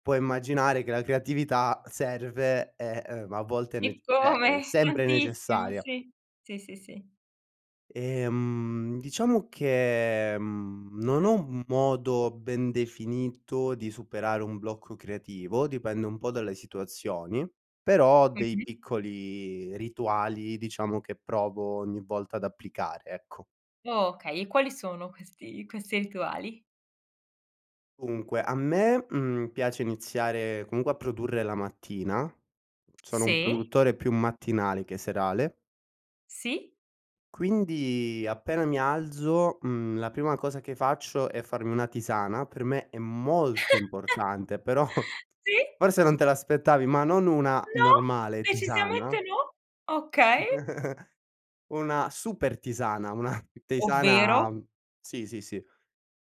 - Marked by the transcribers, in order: laughing while speaking: "Eccome! Tantissimo"; laughing while speaking: "questi questi rituali?"; other background noise; chuckle; laughing while speaking: "però"; laughing while speaking: "No, decisamente no! Okay"; chuckle; chuckle
- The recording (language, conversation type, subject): Italian, podcast, Come superi il blocco creativo quando ti colpisce?